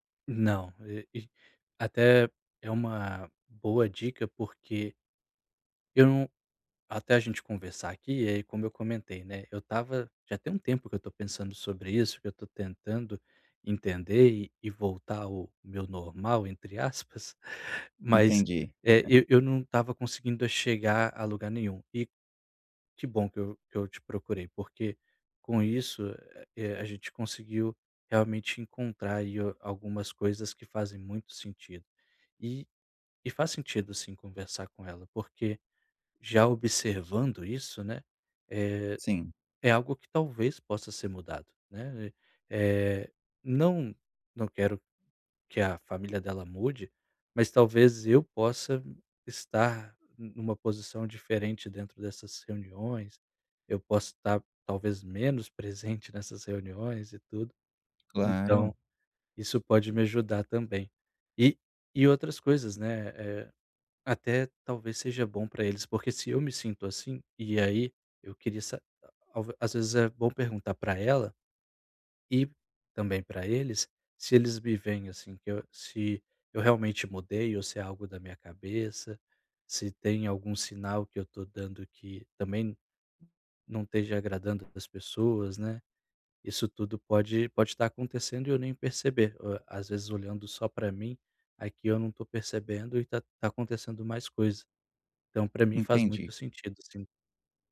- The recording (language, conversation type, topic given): Portuguese, advice, Como posso voltar a sentir-me seguro e recuperar a sensação de normalidade?
- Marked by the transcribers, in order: unintelligible speech; chuckle; tapping